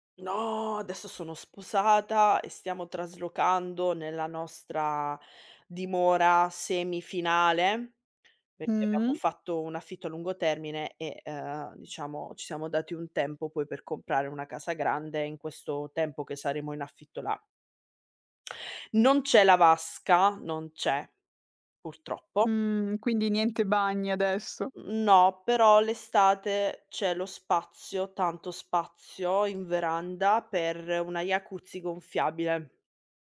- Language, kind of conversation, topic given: Italian, podcast, Qual è un rito serale che ti rilassa prima di dormire?
- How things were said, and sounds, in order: drawn out: "No"; tapping